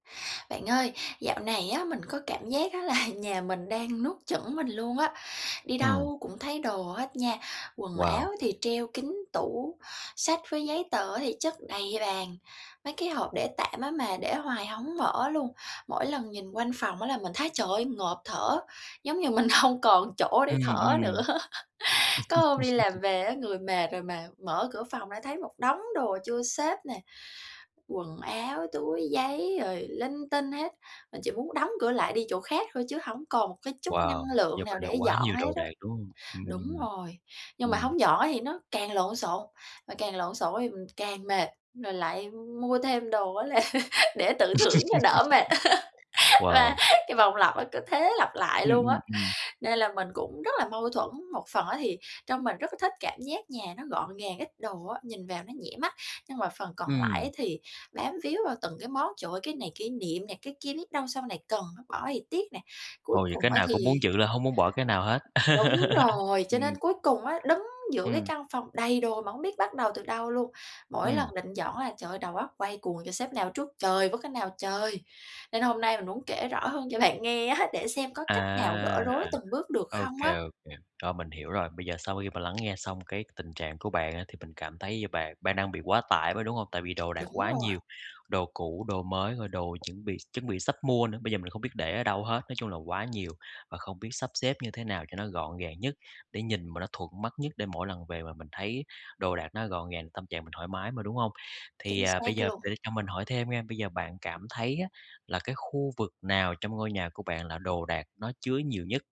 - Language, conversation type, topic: Vietnamese, advice, Làm thế nào để bắt đầu dọn dẹp khi bạn cảm thấy quá tải vì quá nhiều đồ đạc?
- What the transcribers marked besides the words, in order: laughing while speaking: "là"; laughing while speaking: "hông"; laughing while speaking: "nữa"; laugh; other background noise; laugh; "đứng" said as "đứm"; laugh; laughing while speaking: "á"; drawn out: "À"; tapping; unintelligible speech